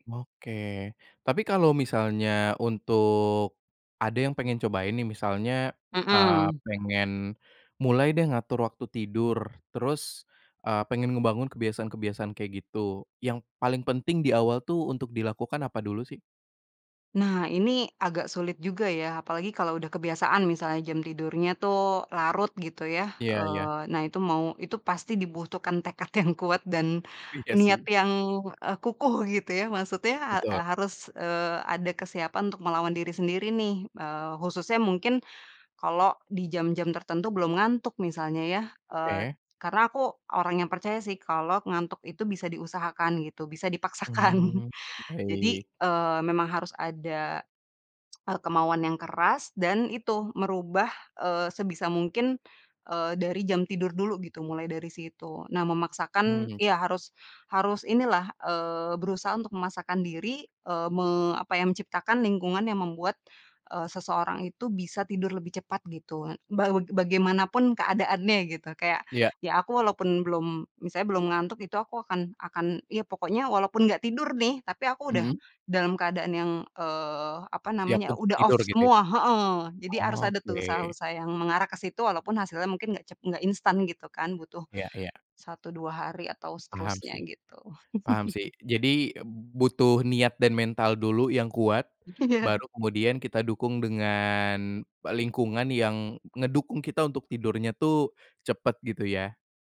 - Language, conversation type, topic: Indonesian, podcast, Apa rutinitas malam yang membantu kamu bangun pagi dengan segar?
- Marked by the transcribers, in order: laughing while speaking: "dipaksakan"; tsk; in English: "off"; laugh; laughing while speaking: "Iya"